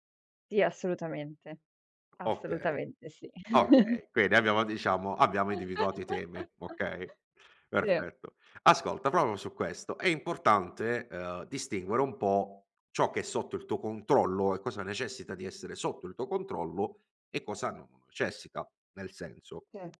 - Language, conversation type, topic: Italian, advice, Come posso smettere di provare a controllare tutto quando le cose cambiano?
- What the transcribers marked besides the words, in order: other background noise; laugh; "proprio" said as "propro"